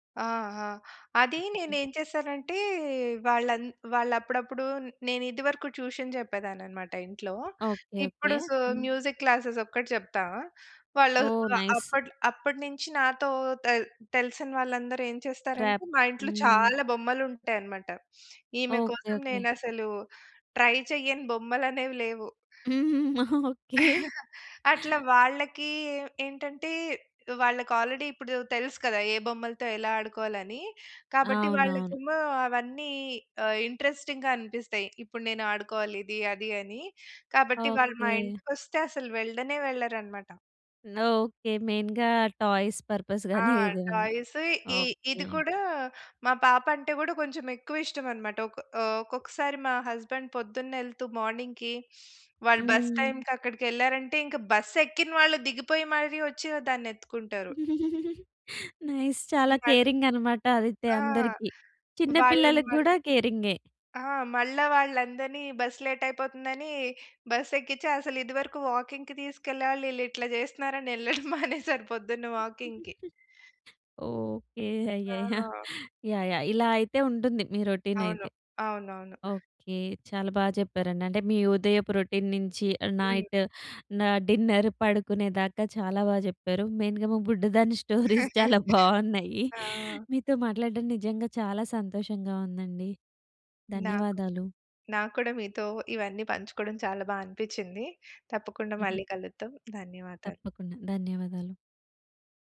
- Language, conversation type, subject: Telugu, podcast, మీ ఉదయపు దినచర్య ఎలా ఉంటుంది, సాధారణంగా ఏమేమి చేస్తారు?
- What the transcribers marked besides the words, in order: other background noise; in English: "ట్యూషన్"; in English: "సో, మ్యూజిక్ క్లాసెస్"; in English: "నైస్"; in English: "ర్యాప్"; in English: "ట్రై"; laughing while speaking: "ఓకే"; chuckle; in English: "ఆల్రెడీ"; in English: "ఇంట‌రెస్టింగ్‌గా"; in English: "నో"; in English: "మెయిన్‌గా టాయ్స్ పర్‌పస్"; in English: "టాయ్స్"; in English: "హస్బాండ్"; in English: "మార్నింగ్‌కి"; chuckle; in English: "నైస్"; in English: "కేరింగ్"; in English: "లేట్"; in English: "వాకింగ్‌కి"; laughing while speaking: "వెళ్ళడం మానేశాను పొద్దున్న వాకింగ్‌కి"; chuckle; in English: "వాకింగ్‌కి"; in English: "రౌటీన్"; in English: "రొటీన్"; in English: "నైట్"; in English: "డిన్నర్"; in English: "మెయిన్‌గా"; chuckle; in English: "స్టోరీస్"